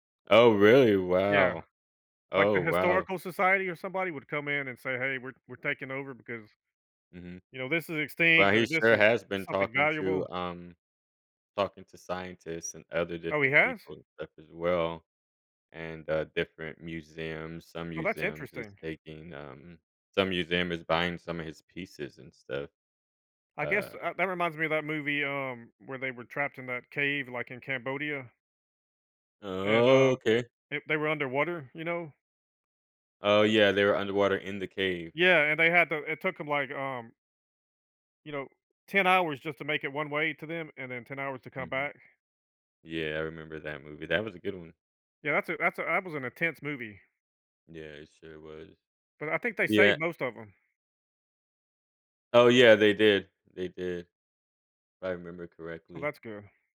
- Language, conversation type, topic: English, unstructured, What can explorers' perseverance teach us?
- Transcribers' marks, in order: tapping; drawn out: "Okay"; other background noise